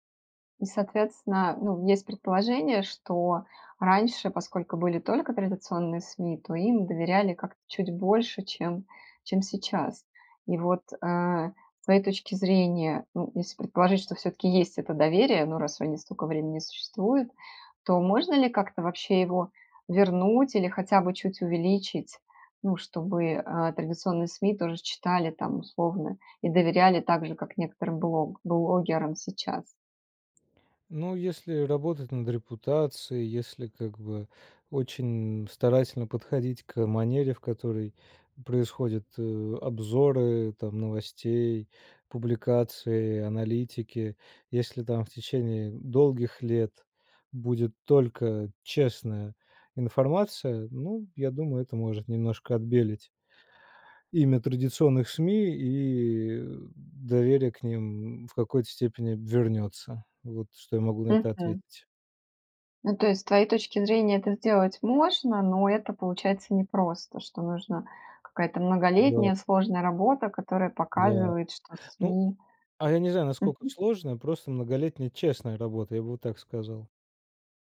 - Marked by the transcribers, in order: none
- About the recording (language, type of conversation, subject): Russian, podcast, Почему люди доверяют блогерам больше, чем традиционным СМИ?